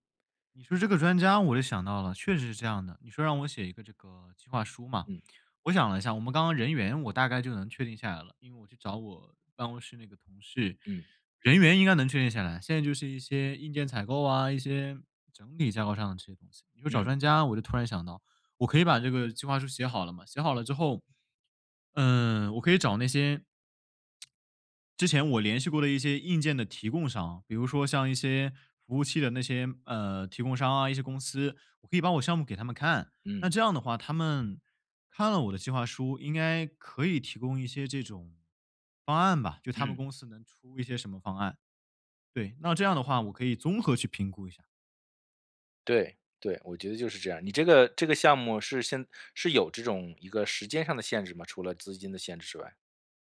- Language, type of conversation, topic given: Chinese, advice, 在资金有限的情况下，我该如何确定资源分配的优先级？
- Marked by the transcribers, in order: lip smack